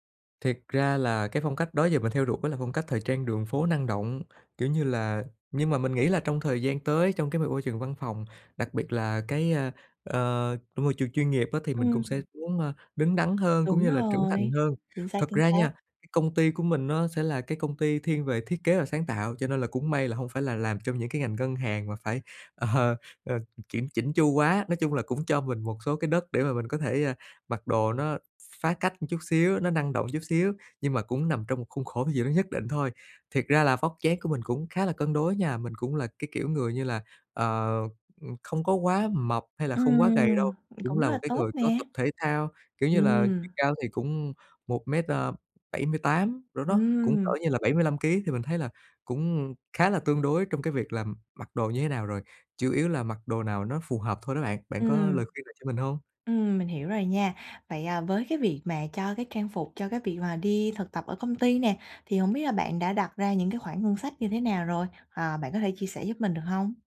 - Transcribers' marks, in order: laughing while speaking: "ờ"; tapping
- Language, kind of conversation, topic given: Vietnamese, advice, Làm sao để chọn trang phục phù hợp với mình?